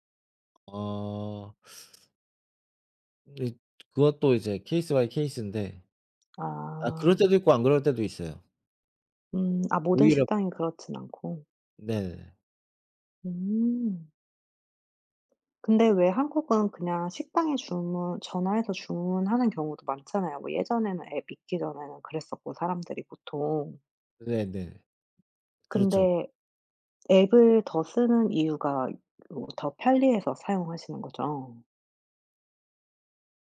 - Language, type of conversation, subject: Korean, unstructured, 음식 배달 서비스를 너무 자주 이용하는 것은 문제가 될까요?
- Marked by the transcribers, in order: other background noise; tapping